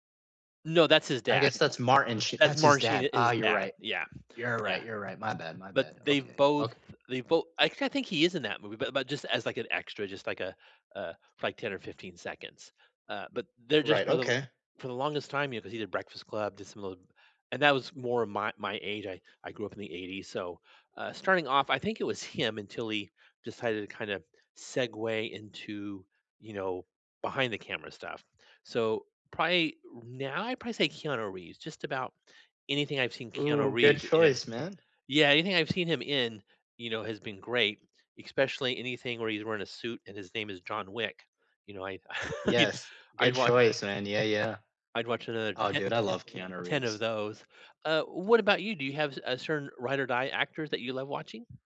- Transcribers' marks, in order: tapping; laughing while speaking: "I'd"
- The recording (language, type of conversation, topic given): English, unstructured, Who are the actors you would watch in anything, and what makes them so irresistible?